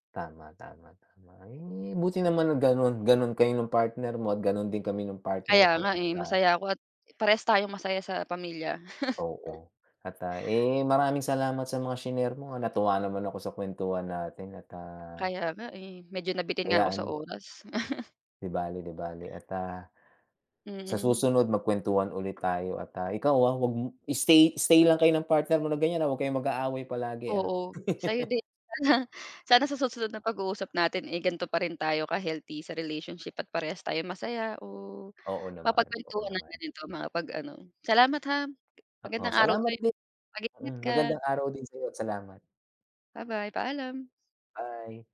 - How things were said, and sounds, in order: tapping; chuckle; other background noise; chuckle; laughing while speaking: "Sana"; chuckle
- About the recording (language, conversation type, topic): Filipino, unstructured, Paano mo ipinapakita ang pagmamahal sa iyong kapareha?